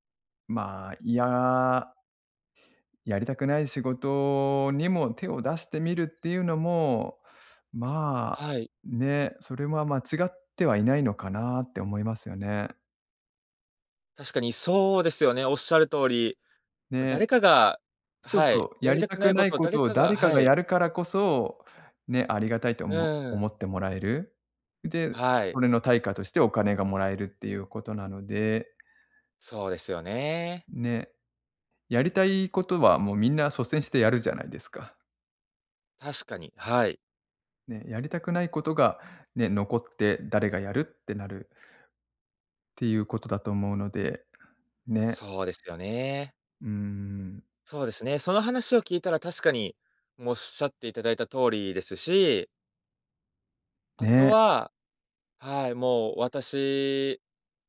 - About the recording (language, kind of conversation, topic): Japanese, advice, 退職後、日々の生きがいや自分の役割を失ったと感じるのは、どんなときですか？
- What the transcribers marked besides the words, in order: other background noise